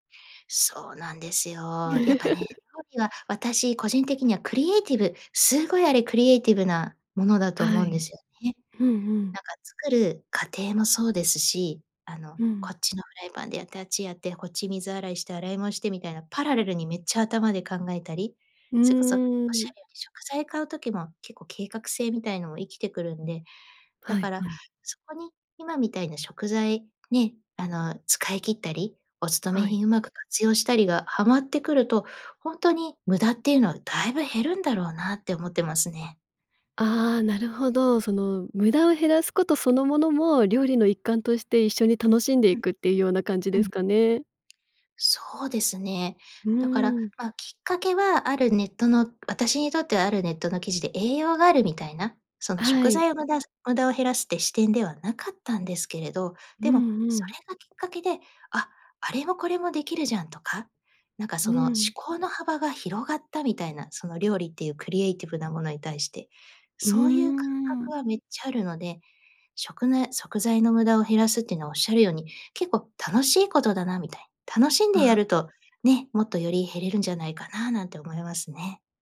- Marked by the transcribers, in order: laugh; other noise
- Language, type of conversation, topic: Japanese, podcast, 食材の無駄を減らすために普段どんな工夫をしていますか？